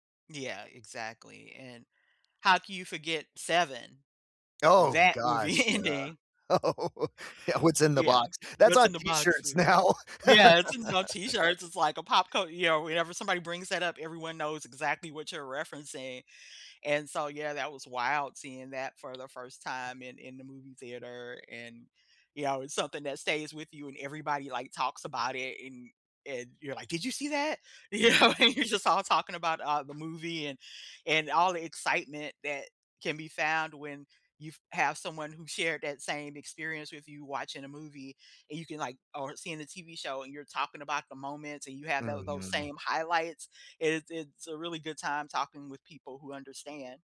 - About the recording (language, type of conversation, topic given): English, unstructured, What is a memorable scene or moment from a movie or TV show?
- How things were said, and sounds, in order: stressed: "That"; laughing while speaking: "ending"; laughing while speaking: "Oh, yeah"; tapping; laughing while speaking: "now"; laugh; other background noise; laughing while speaking: "You know? And you're just"